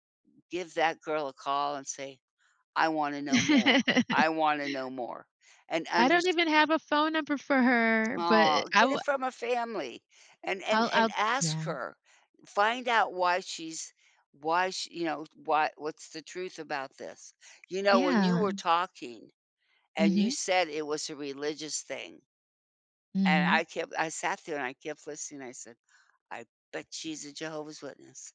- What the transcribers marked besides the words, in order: laugh
- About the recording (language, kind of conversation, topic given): English, unstructured, How can learning from mistakes help us build stronger friendships?